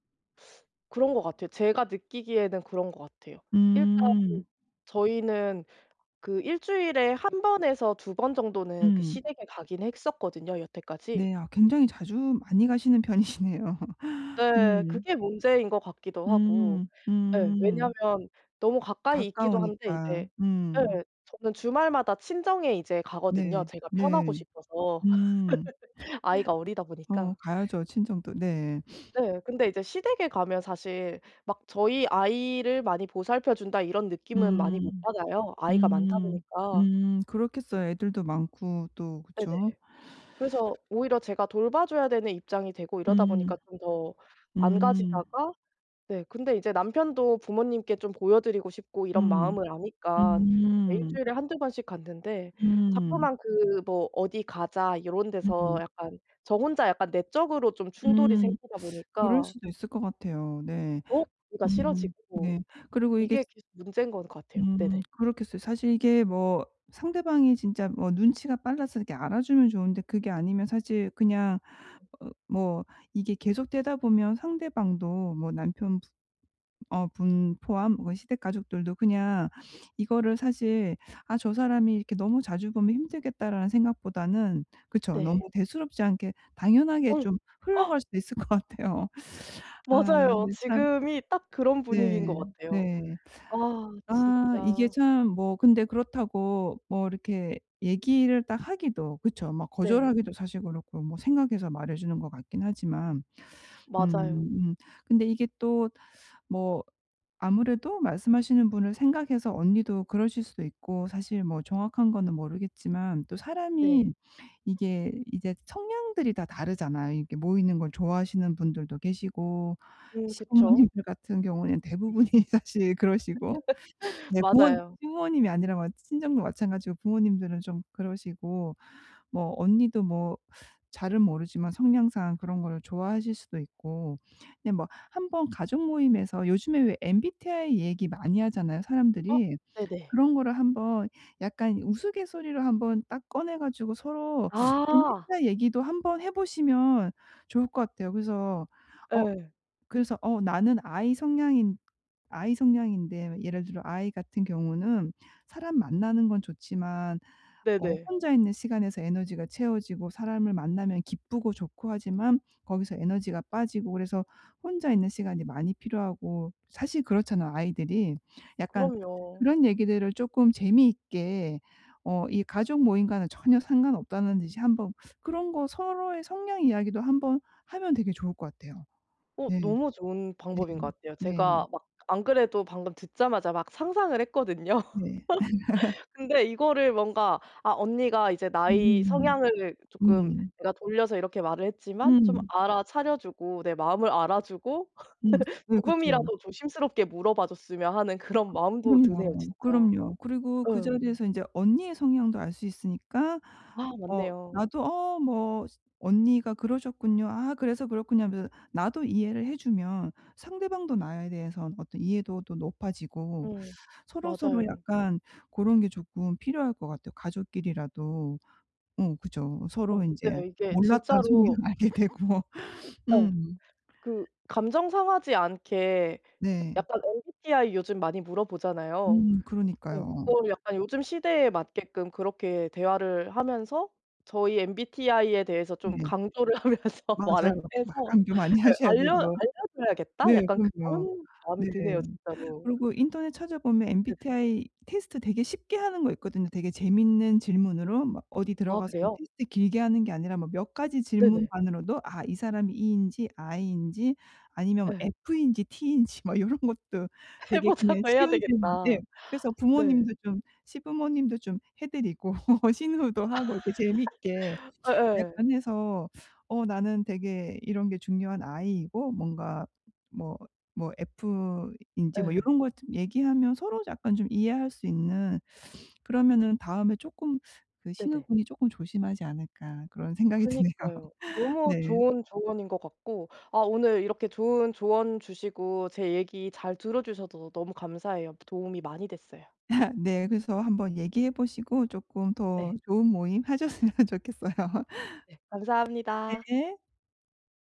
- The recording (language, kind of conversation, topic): Korean, advice, 가족 모임에서 의견 충돌을 평화롭게 해결하는 방법
- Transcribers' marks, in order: laughing while speaking: "편이시네요"; laugh; laugh; sniff; teeth sucking; other background noise; gasp; laughing while speaking: "있을 것 같아요"; laughing while speaking: "대부분이"; laugh; laugh; laugh; laughing while speaking: "성향 알게 되고"; laughing while speaking: "강조를 하면서 말을 해서"; laughing while speaking: "해 보자고"; laughing while speaking: "막 요런 것도"; laugh; laughing while speaking: "드네요"; laugh; laugh; laughing while speaking: "좋은 모임 하셨으면 좋겠어요"; laugh; tapping